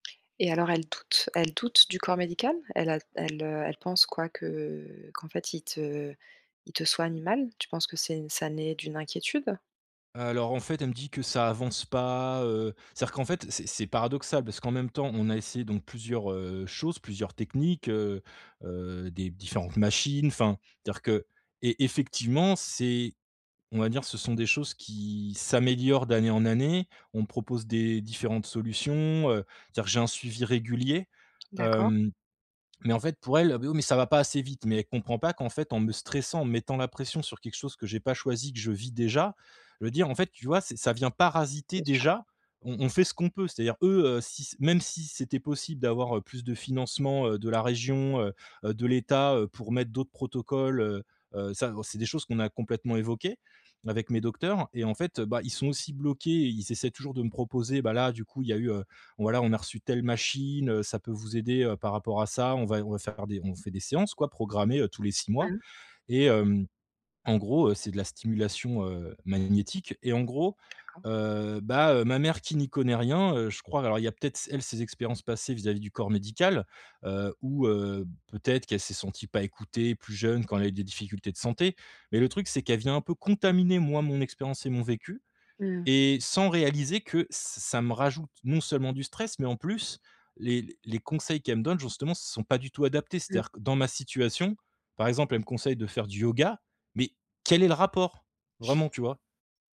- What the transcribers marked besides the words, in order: other background noise; stressed: "régulier"; stressed: "parasiter"; stressed: "médical"; stressed: "yoga"; stressed: "rapport"
- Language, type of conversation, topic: French, advice, Comment réagir lorsque ses proches donnent des conseils non sollicités ?